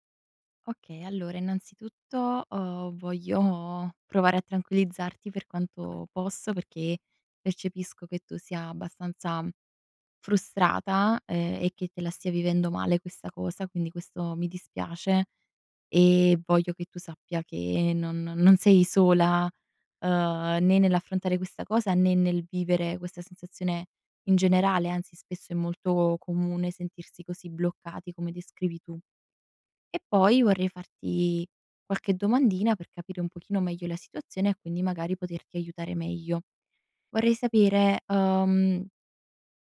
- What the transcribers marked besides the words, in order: none
- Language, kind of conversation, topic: Italian, advice, Come posso capire perché mi sento bloccato nella carriera e senza un senso personale?